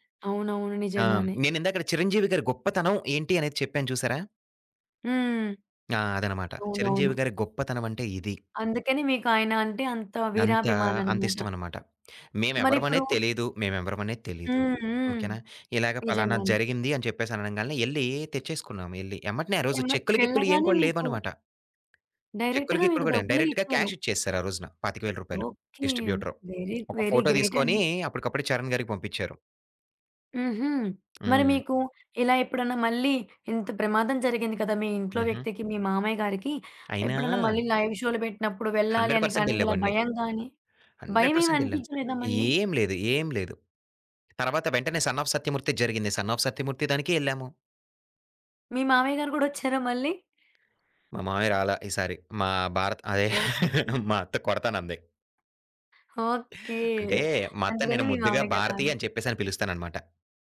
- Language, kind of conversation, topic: Telugu, podcast, ప్రత్యక్ష కార్యక్రమానికి వెళ్లేందుకు మీరు చేసిన ప్రయాణం గురించి ఒక కథ చెప్పగలరా?
- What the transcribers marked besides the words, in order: tapping; other background noise; in English: "డైరెక్ట్‌గా"; in English: "డైరెక్ట్‌గా క్యాష్"; in English: "డిస్ట్రిబ్యూటర్"; in English: "వెరీ గ్రేట్"; in English: "హండ్రెడ్ పర్సెంట్"; in English: "హండ్రెడ్ పర్సెంట్"; chuckle